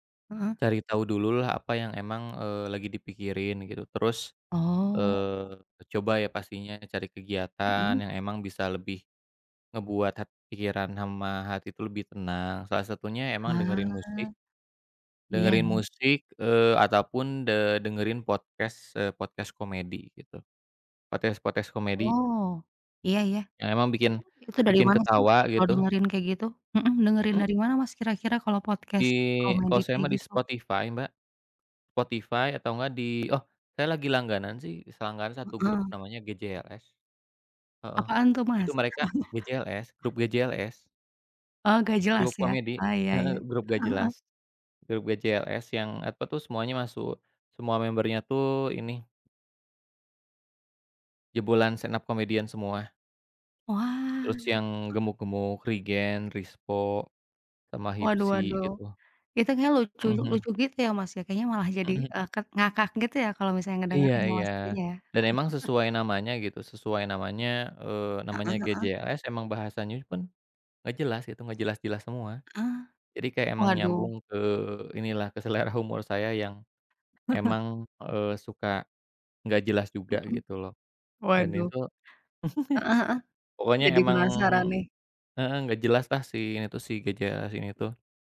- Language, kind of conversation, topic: Indonesian, unstructured, Apa yang biasanya kamu lakukan untuk menghilangkan stres?
- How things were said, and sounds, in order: drawn out: "Oh"; drawn out: "Ah"; in English: "podcast"; in English: "podcast"; in English: "Podcast-podcast"; in English: "podcast"; laugh; in English: "stand-up comedian"; drawn out: "Wah"; laugh